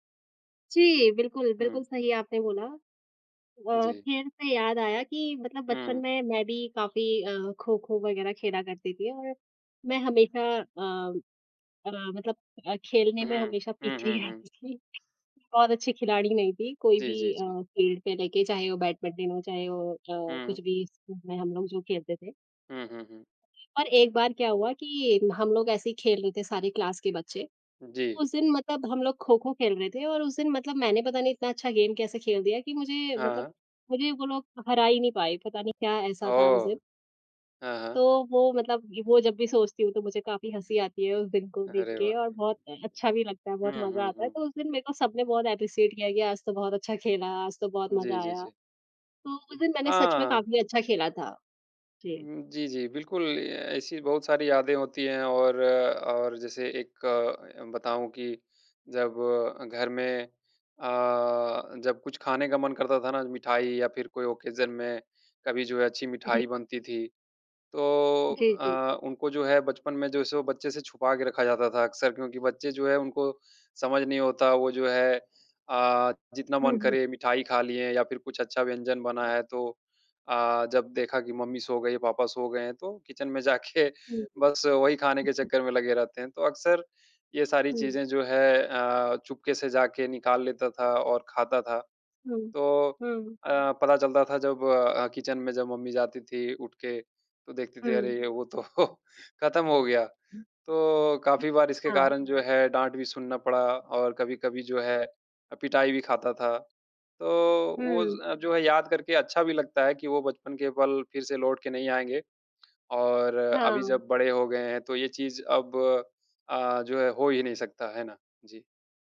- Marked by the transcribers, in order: laughing while speaking: "पीछे ही आती थी"; in English: "फ़ील्ड"; tapping; in English: "क्लास"; in English: "गेम"; in English: "एप्रिशिएट"; in English: "ऑकेज़न"; in English: "किचन"; laughing while speaking: "जाके"; other noise; in English: "किचन"; chuckle
- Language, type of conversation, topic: Hindi, unstructured, आपके लिए क्या यादें दुख से ज़्यादा सांत्वना देती हैं या ज़्यादा दर्द?